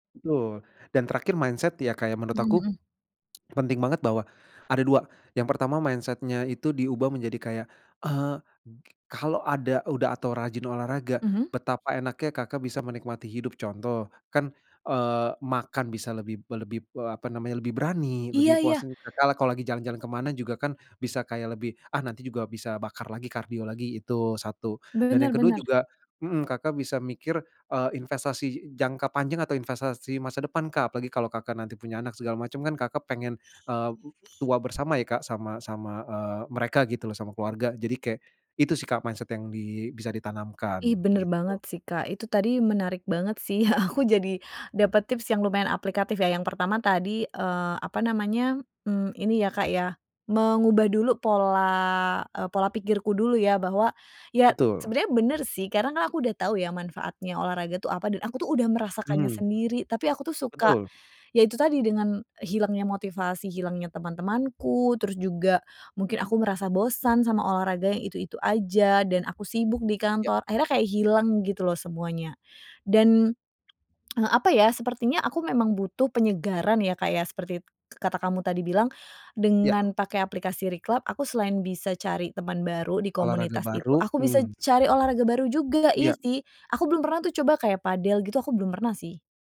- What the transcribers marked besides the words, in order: in English: "mindset"; tsk; in English: "mindset-nya"; other background noise; tapping; in English: "mindset"; laughing while speaking: "aku jadi"; tongue click
- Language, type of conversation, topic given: Indonesian, advice, Bagaimana saya bisa kembali termotivasi untuk berolahraga meski saya tahu itu penting?